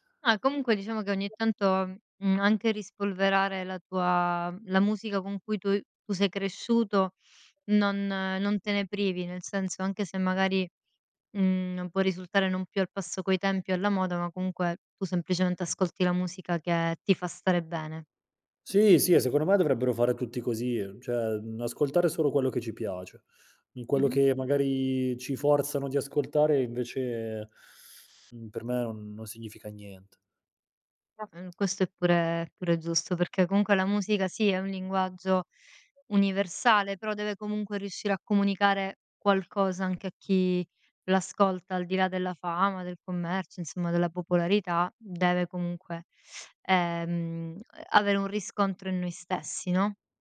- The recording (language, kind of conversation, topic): Italian, podcast, Qual è la colonna sonora della tua adolescenza?
- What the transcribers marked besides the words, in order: other background noise; "cioè" said as "ceh"; unintelligible speech; tapping